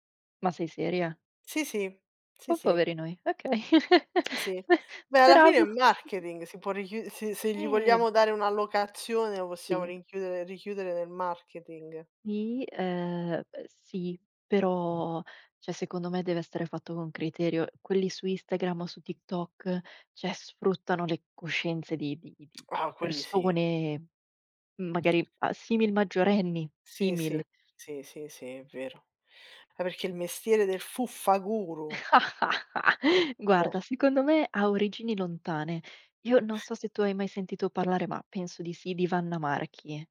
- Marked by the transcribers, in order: laugh; laughing while speaking: "Speravo"; tapping; other background noise; laugh
- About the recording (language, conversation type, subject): Italian, unstructured, Hai mai provato tristezza per la perdita di posti di lavoro a causa della tecnologia?